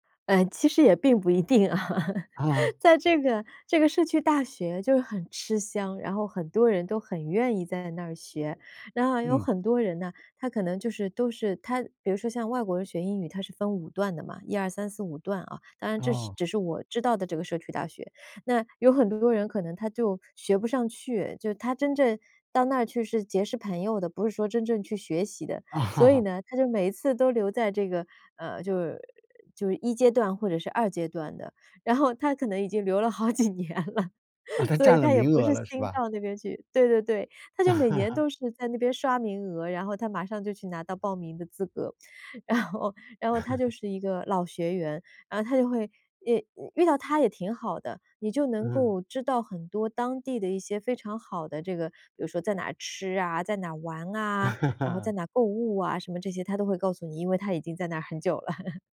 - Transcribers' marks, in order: laughing while speaking: "定啊"; laugh; other background noise; laugh; laughing while speaking: "好几年了，所以他也不是"; laugh; laughing while speaking: "然后"; laugh; laugh; laughing while speaking: "了"
- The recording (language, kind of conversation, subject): Chinese, advice, 搬到新城市后感到孤单怎么办？